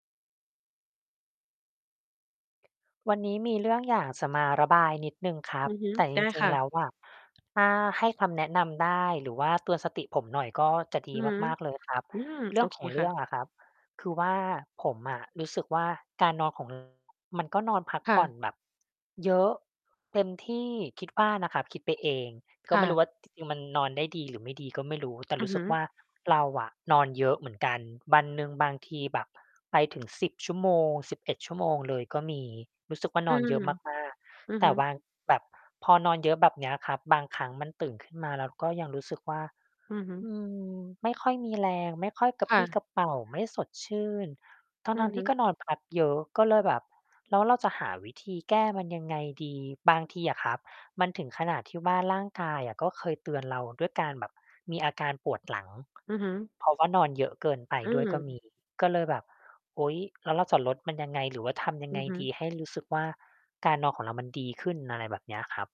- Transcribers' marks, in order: other background noise; distorted speech
- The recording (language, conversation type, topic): Thai, advice, ทำไมนอนมากแต่ยังรู้สึกไม่มีแรงตลอดวัน?